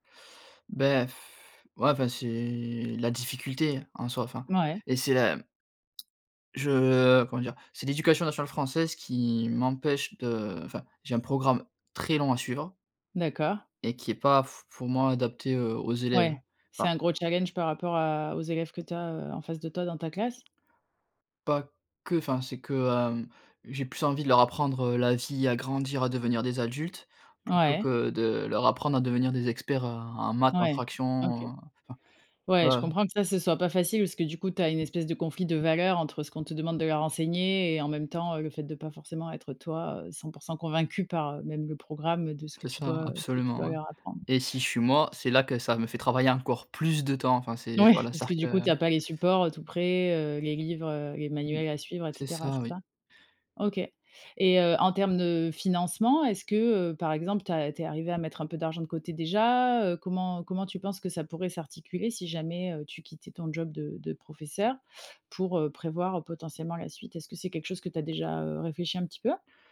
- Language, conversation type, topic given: French, advice, Dois-je quitter mon emploi stable pour lancer ma start-up ?
- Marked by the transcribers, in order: sigh; drawn out: "c'est"; stressed: "très long"; tapping